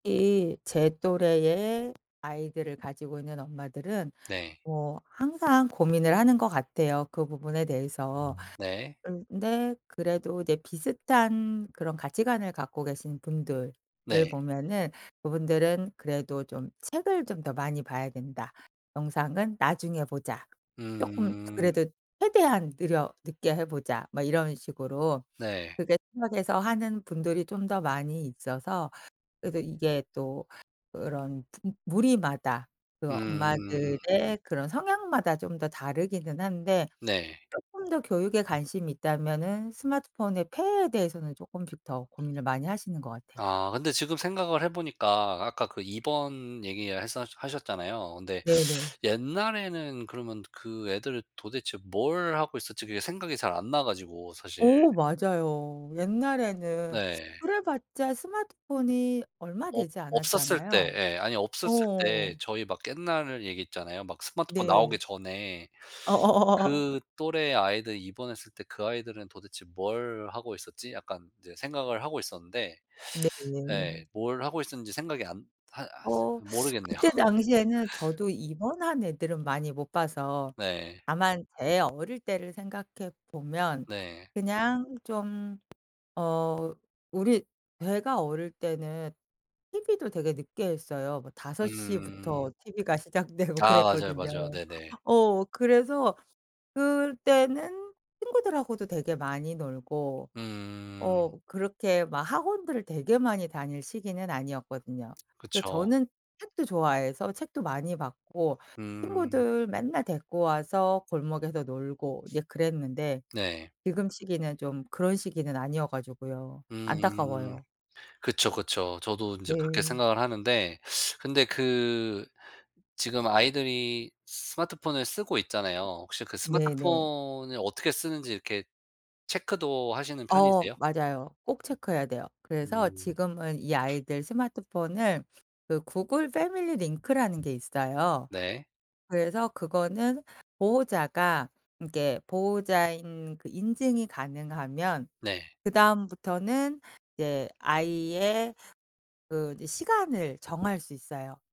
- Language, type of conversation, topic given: Korean, podcast, 아이에게 스마트폰은 언제쯤 줘야 한다고 생각해요?
- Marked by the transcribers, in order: other background noise; tapping; teeth sucking; teeth sucking; teeth sucking; laughing while speaking: "모르겠네요"; put-on voice: "패밀리"